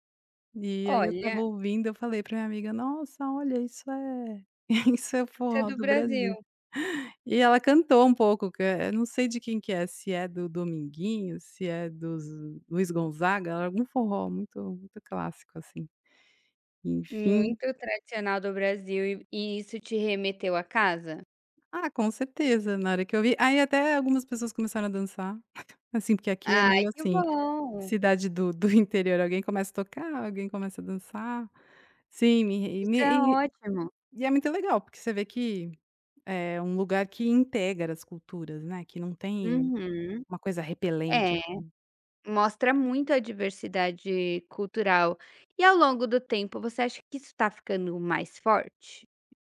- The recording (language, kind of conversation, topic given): Portuguese, podcast, Como a cidade onde você mora reflete a diversidade cultural?
- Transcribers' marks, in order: laugh; chuckle